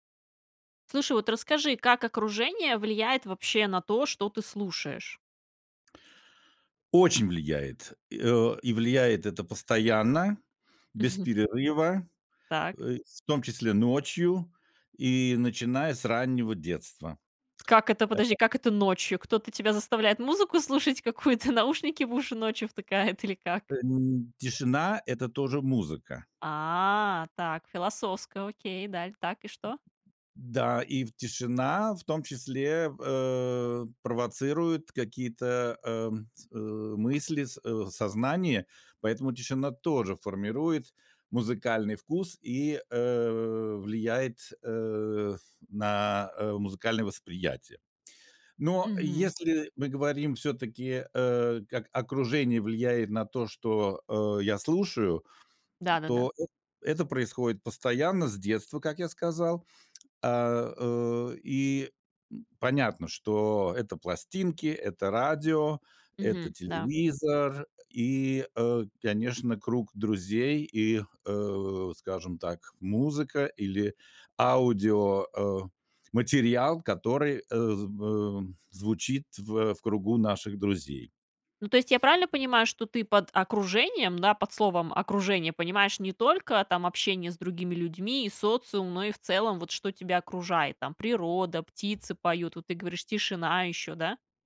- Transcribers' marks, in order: chuckle; other background noise; laughing while speaking: "какую-то"; tapping
- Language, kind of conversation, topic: Russian, podcast, Как окружение влияет на то, что ты слушаешь?